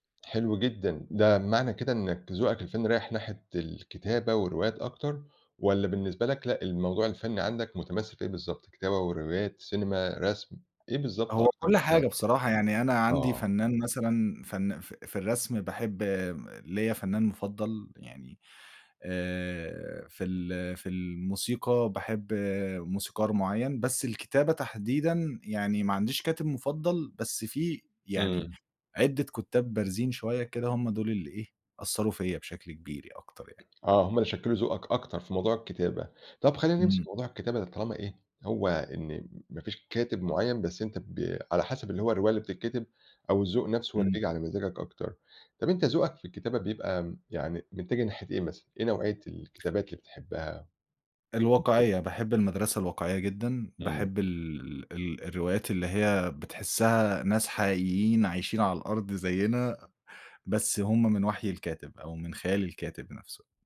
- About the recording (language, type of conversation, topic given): Arabic, podcast, مين أو إيه اللي كان له أكبر تأثير في تشكيل ذوقك الفني؟
- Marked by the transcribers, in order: tapping; unintelligible speech